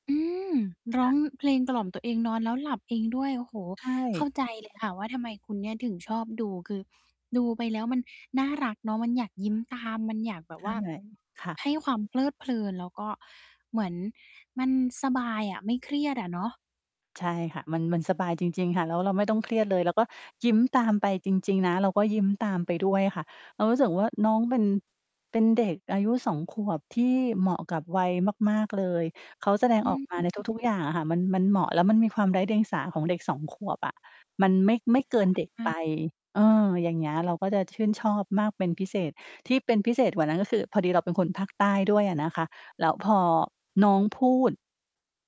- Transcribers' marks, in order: distorted speech; static; other background noise; unintelligible speech
- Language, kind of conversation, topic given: Thai, podcast, เล่าเรื่องอินฟลูเอนเซอร์คนโปรดให้ฟังหน่อยได้ไหม?